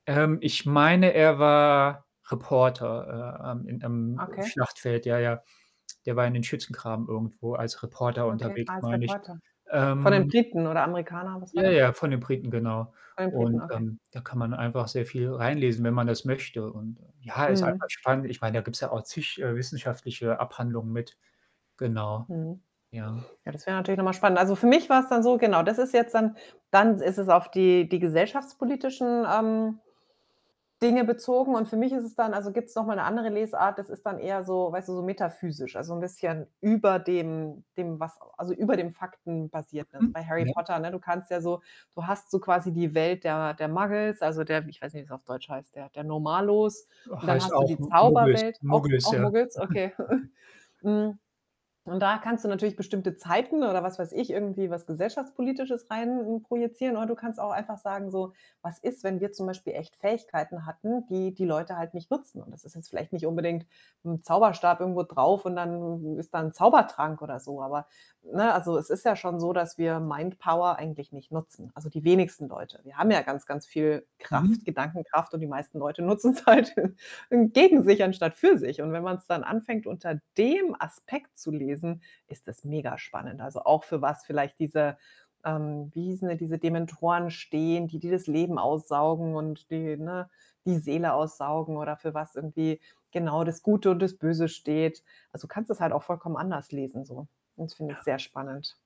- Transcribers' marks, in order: static; distorted speech; other background noise; in English: "Muggles"; chuckle; in English: "Mindpower"; laughing while speaking: "nutzen's halt"; chuckle; stressed: "dem"
- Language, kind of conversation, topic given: German, unstructured, Wie beeinflussen Filme unsere Sicht auf die Welt?